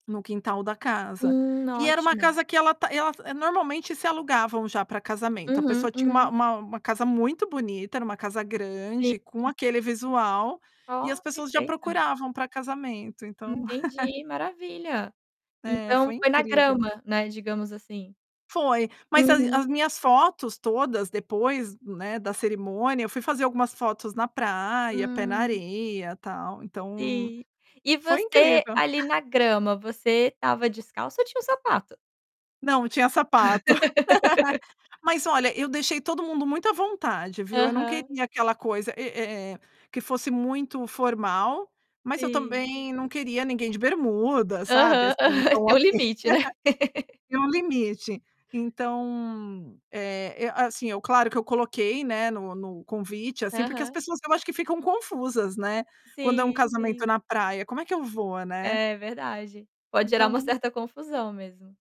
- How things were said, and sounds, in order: distorted speech; laugh; chuckle; laugh; tapping; laugh; laughing while speaking: "tem o limite, não é?"; laugh
- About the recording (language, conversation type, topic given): Portuguese, podcast, Como foi o dia do seu casamento?